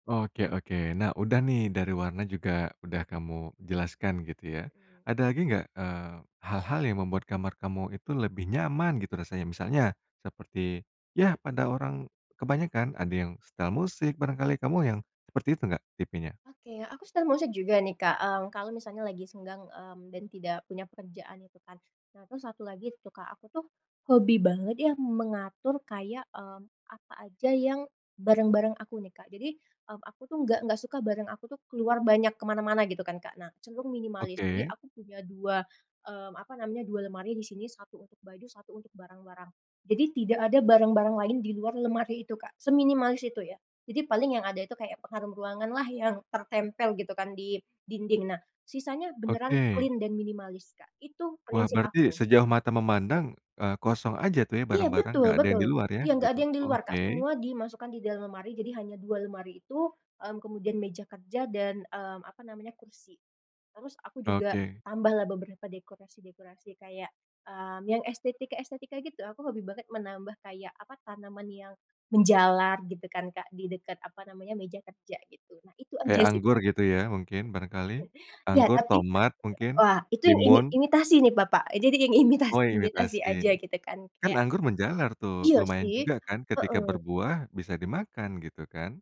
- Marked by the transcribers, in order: in English: "share"; in English: "clean"; tapping; chuckle; other background noise; laughing while speaking: "imitasi"
- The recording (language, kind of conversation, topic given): Indonesian, podcast, Apa yang membuat kamar tidurmu terasa nyaman?